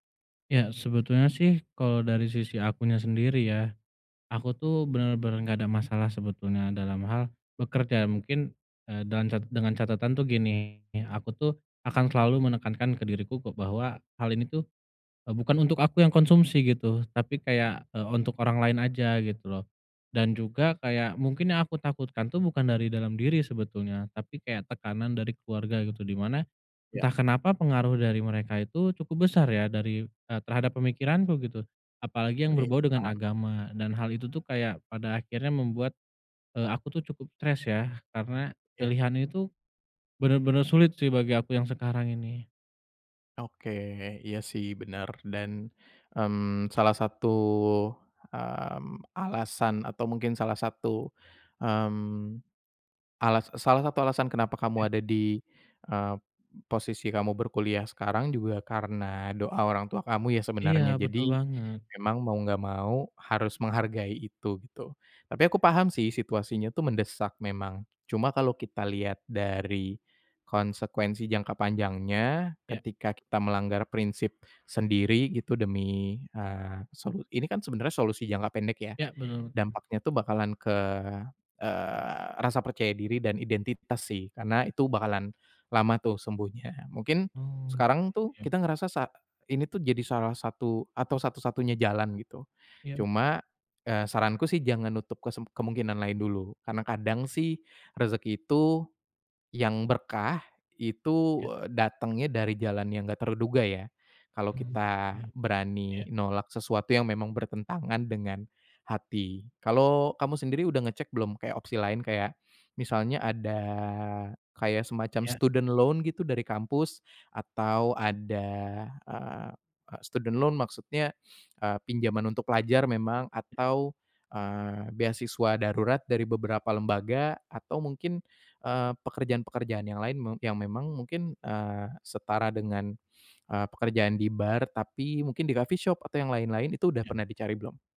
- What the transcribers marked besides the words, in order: in English: "student loan"; in English: "student loan"; other background noise; in English: "coffee shop"
- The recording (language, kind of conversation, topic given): Indonesian, advice, Bagaimana saya memilih ketika harus mengambil keputusan hidup yang bertentangan dengan keyakinan saya?